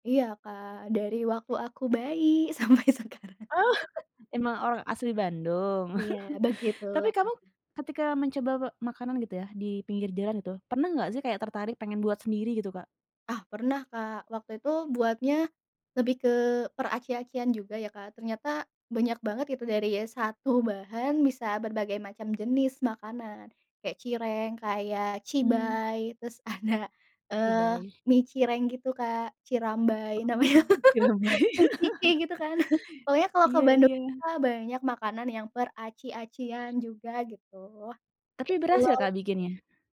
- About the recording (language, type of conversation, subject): Indonesian, podcast, Bagaimana pengalamanmu saat pertama kali mencoba makanan jalanan setempat?
- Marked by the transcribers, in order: laughing while speaking: "sampai sekarang"; laughing while speaking: "Oh"; laugh; other background noise; laugh; laughing while speaking: "ada"; laughing while speaking: "namanya"; laughing while speaking: "cirambay"; laugh; unintelligible speech; "cilok" said as "cilol"